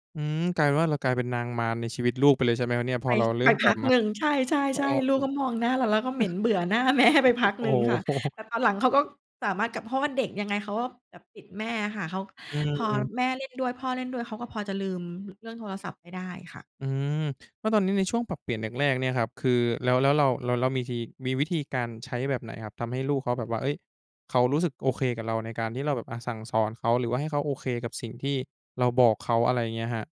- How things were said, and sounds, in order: laughing while speaking: "แม่"; unintelligible speech; chuckle; laughing while speaking: "โอ้โฮ"
- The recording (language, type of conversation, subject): Thai, podcast, คุณตั้งกฎเรื่องการใช้โทรศัพท์มือถือระหว่างมื้ออาหารอย่างไร?